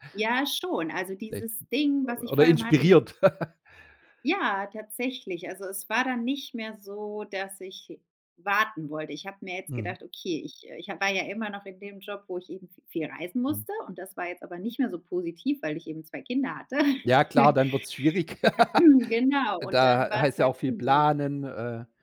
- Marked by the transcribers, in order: giggle; chuckle; laughing while speaking: "schwieriger"; laugh
- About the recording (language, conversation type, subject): German, podcast, Wie findest du eine Arbeit, die dich erfüllt?